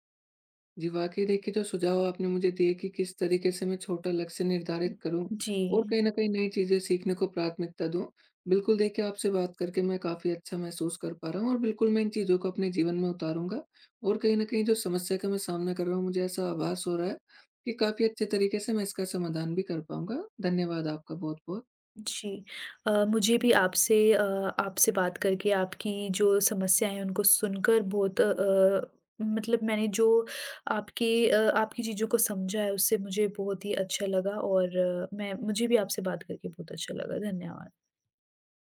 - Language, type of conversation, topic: Hindi, advice, बड़े लक्ष्य हासिल करने के बाद मुझे खालीपन और दिशा की कमी क्यों महसूस होती है?
- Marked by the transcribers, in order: none